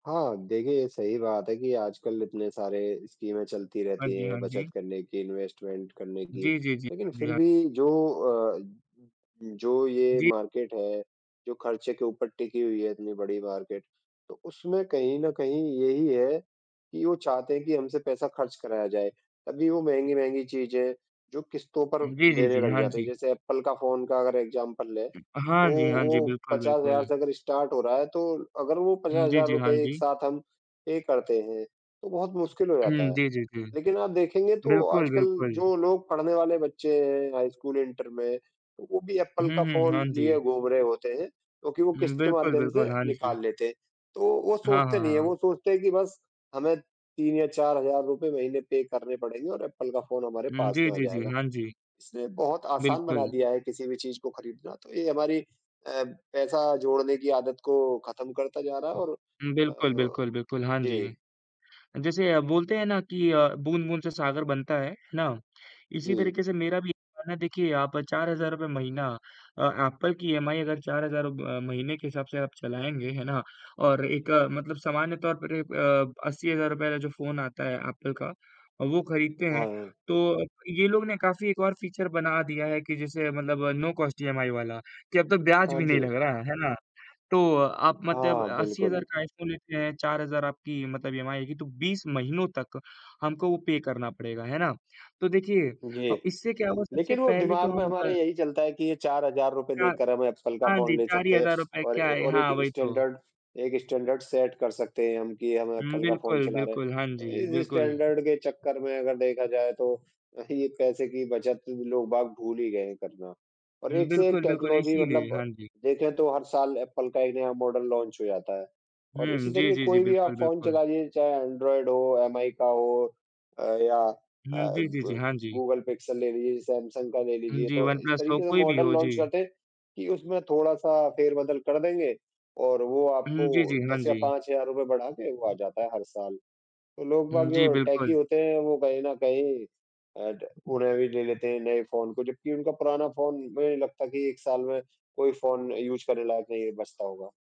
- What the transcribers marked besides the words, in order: in English: "इनवेस्टमेंट"; in English: "मार्केट"; in English: "मार्केट"; in English: "एग्ज़ाम्पल"; other noise; in English: "स्टार्ट"; in English: "पे"; in English: "पे"; in English: "फीचर्स"; in English: "नो कॉस्ट ईएमआई"; in English: "पे"; in English: "स्टैन्डर्ड"; in English: "स्टैन्डर्ड सेट"; in English: "स्टैन्डर्ड"; laughing while speaking: "यही ये"; in English: "टेक्नॉलजी"; in English: "मॉडल लॉन्च"; in English: "मॉडल लॉन्च"; in English: "यूज़"
- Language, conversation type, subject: Hindi, unstructured, पैसे की बचत करना इतना मुश्किल क्यों लगता है?